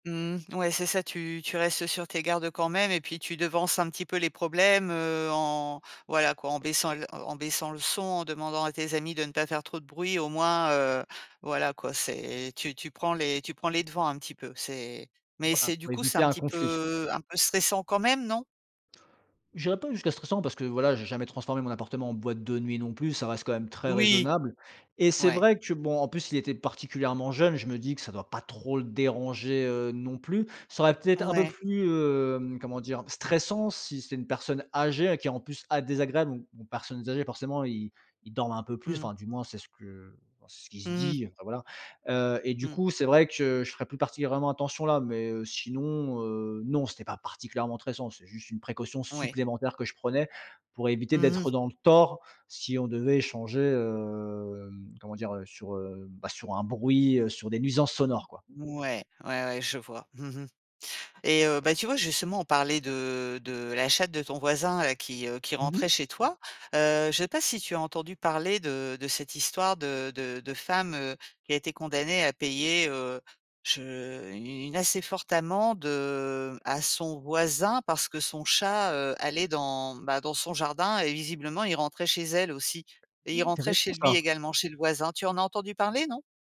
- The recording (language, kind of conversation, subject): French, podcast, Comment gagne-t-on la confiance de ses voisins ?
- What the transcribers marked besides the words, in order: stressed: "trop"; stressed: "tort"; drawn out: "hem"; other background noise